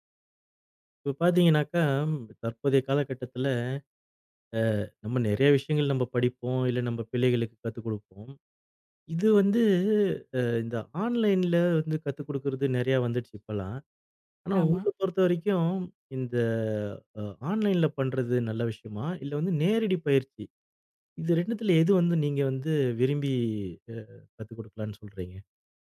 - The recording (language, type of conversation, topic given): Tamil, podcast, நீங்கள் இணைய வழிப் பாடங்களையா அல்லது நேரடி வகுப்புகளையா அதிகம் விரும்புகிறீர்கள்?
- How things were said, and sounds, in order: in English: "ஆன்லைன்ல"; in English: "ஆன்லைன்ல"